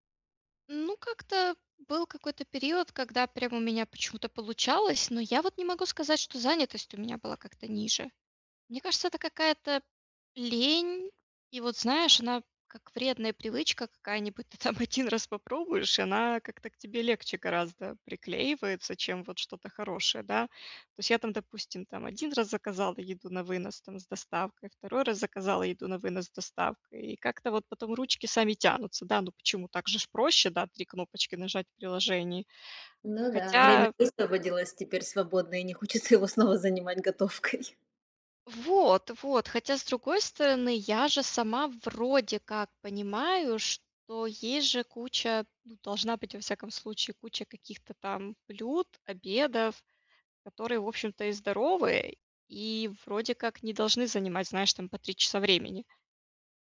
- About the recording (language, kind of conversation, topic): Russian, advice, Как сформировать устойчивые пищевые привычки и сократить потребление обработанных продуктов?
- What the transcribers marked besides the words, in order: other background noise; laughing while speaking: "и не хочется его снова занимать готовкой"